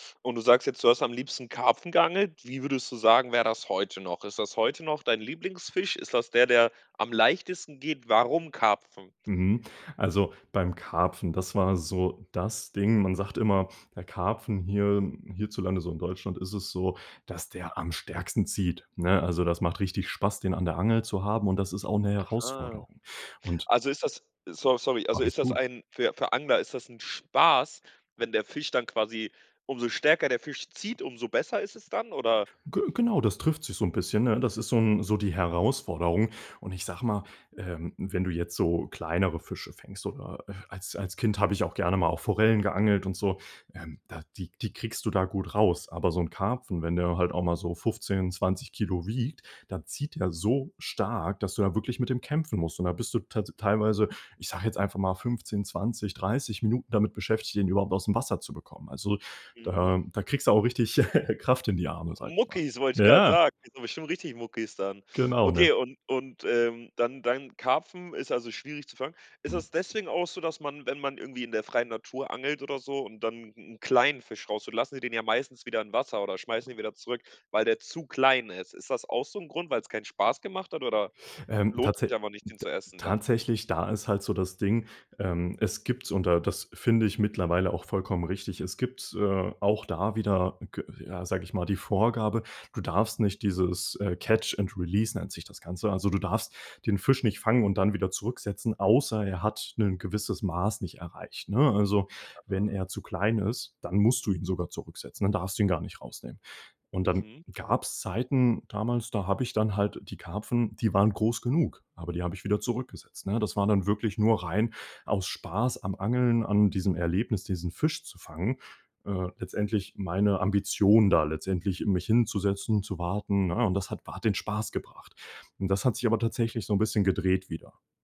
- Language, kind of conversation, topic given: German, podcast, Was ist dein liebstes Hobby?
- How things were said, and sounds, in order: stressed: "das"; laugh; stressed: "Ja"; in English: "catch and release"